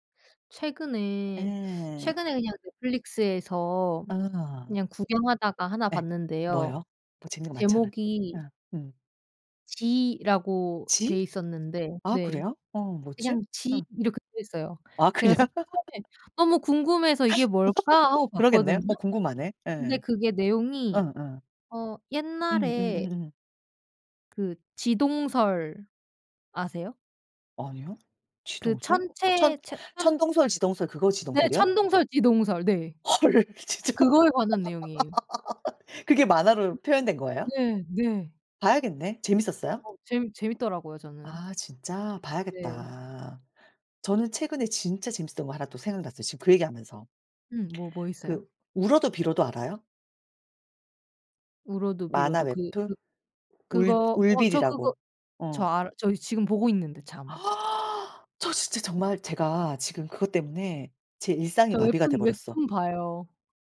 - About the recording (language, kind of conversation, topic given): Korean, unstructured, 어렸을 때 가장 좋아했던 만화나 애니메이션은 무엇인가요?
- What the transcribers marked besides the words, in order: teeth sucking; other background noise; laugh; laughing while speaking: "진짜?"; laugh; gasp